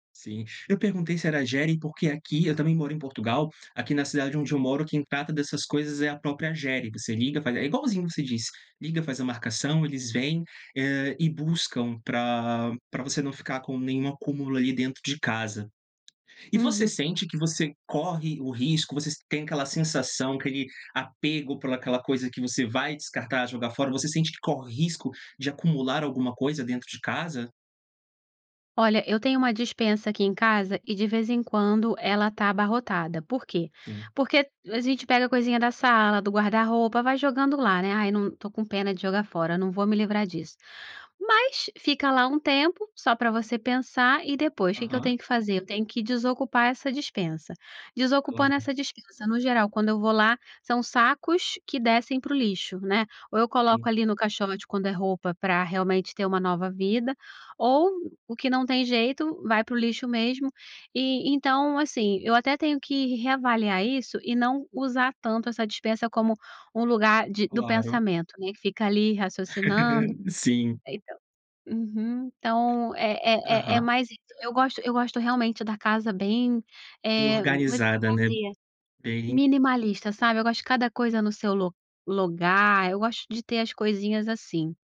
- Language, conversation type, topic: Portuguese, podcast, Como você evita acumular coisas desnecessárias em casa?
- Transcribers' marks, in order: laugh; unintelligible speech